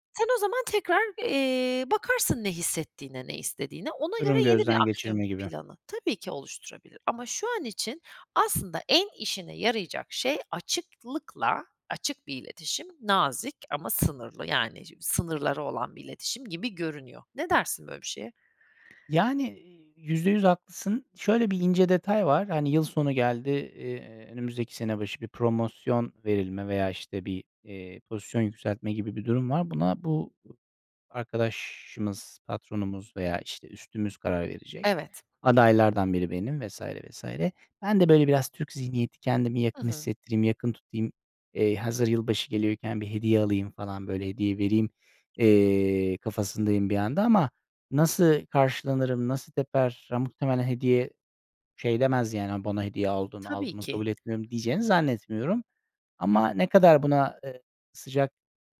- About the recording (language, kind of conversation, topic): Turkish, advice, Zor bir patronla nasıl sağlıklı sınırlar koyup etkili iletişim kurabilirim?
- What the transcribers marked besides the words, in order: other background noise; tapping